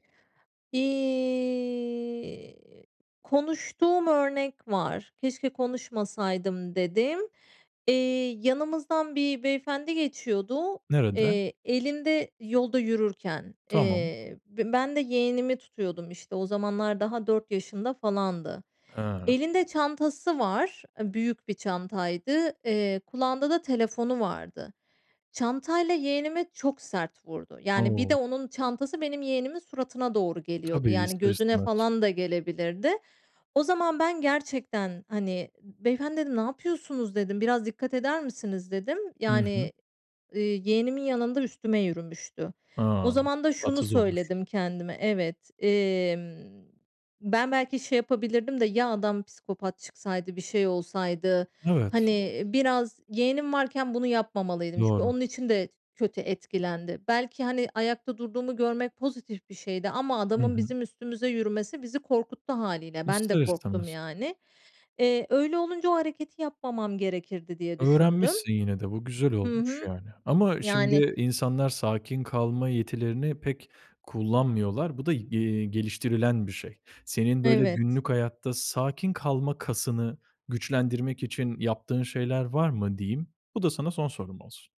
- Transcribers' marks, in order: drawn out: "İii"; other background noise; tapping
- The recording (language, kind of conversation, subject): Turkish, podcast, Çatışma sırasında sakin kalmak için hangi taktikleri kullanıyorsun?